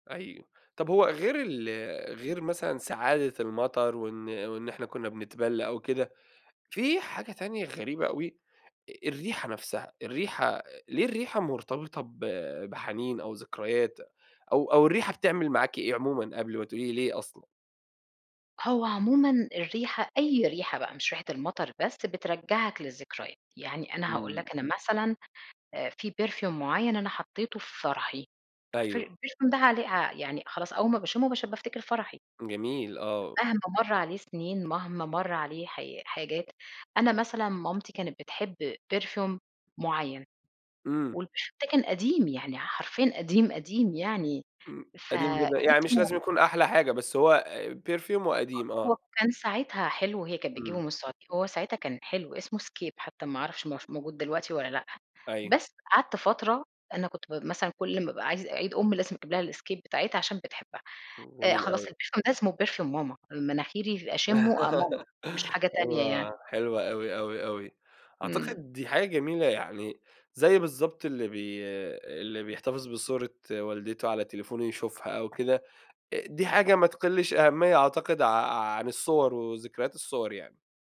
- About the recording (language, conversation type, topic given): Arabic, podcast, إزاي ريحة المطر بتفكرنا بالذكريات والحنين؟
- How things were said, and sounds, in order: in English: "Perfume"; in English: "الperfume"; in English: "perfume"; in English: "والperfume"; in English: "perfume"; in English: "الperfume"; in English: "perfume"; laugh